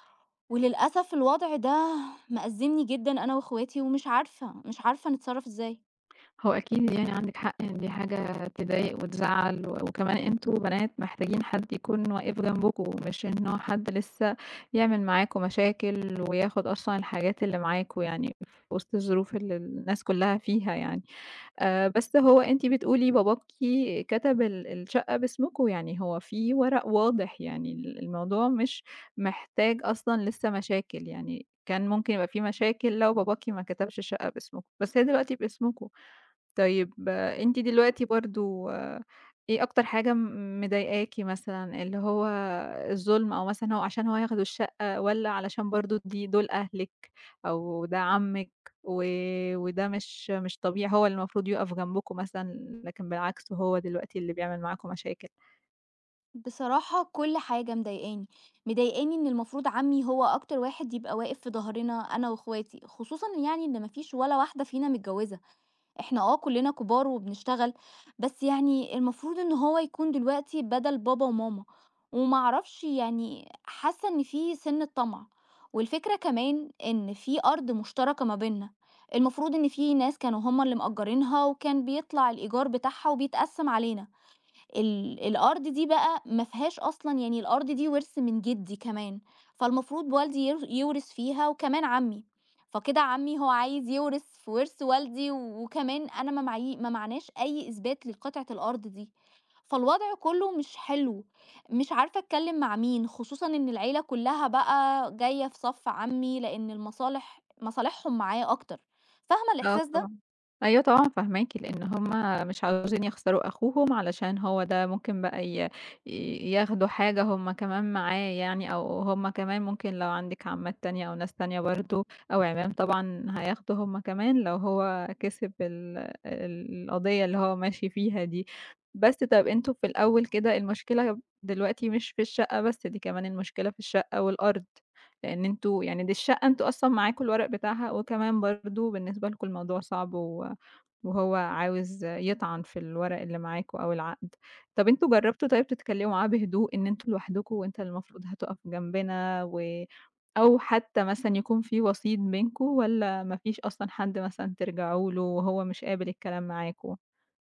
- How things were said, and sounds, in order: other background noise
- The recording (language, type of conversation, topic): Arabic, advice, لما يحصل خلاف بينك وبين إخواتك على تقسيم الميراث أو ممتلكات العيلة، إزاي تقدروا توصلوا لحل عادل؟